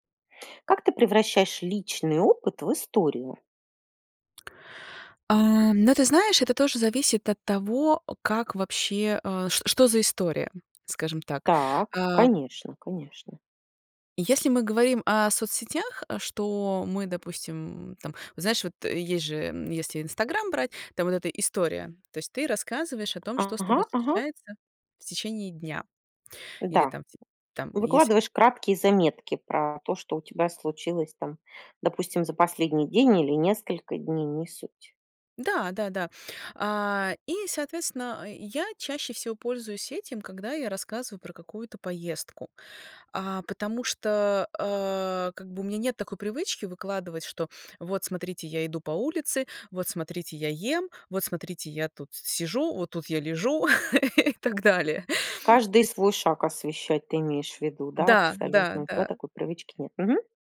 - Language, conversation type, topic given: Russian, podcast, Как вы превращаете личный опыт в историю?
- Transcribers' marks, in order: tapping; laugh